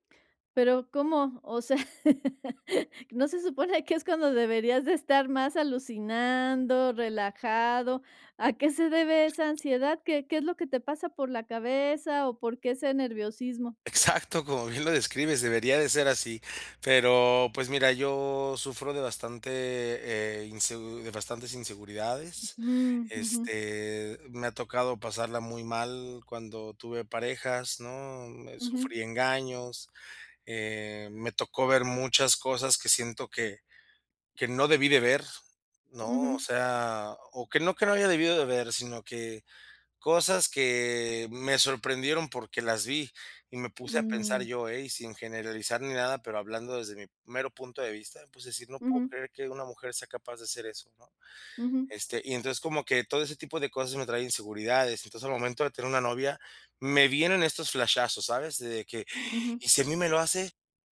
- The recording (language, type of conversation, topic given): Spanish, advice, ¿Cómo puedo identificar y nombrar mis emociones cuando estoy bajo estrés?
- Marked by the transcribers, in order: laughing while speaking: "O sea"; other background noise